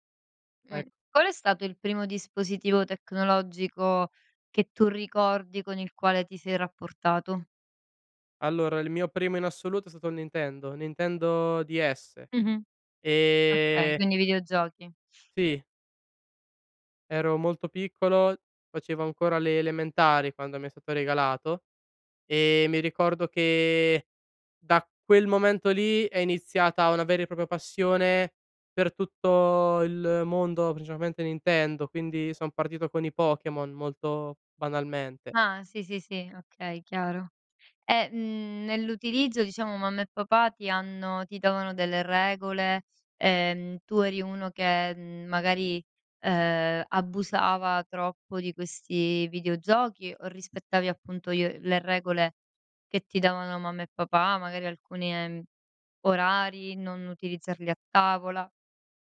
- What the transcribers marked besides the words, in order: none
- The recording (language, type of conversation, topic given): Italian, podcast, Come creare confini tecnologici in famiglia?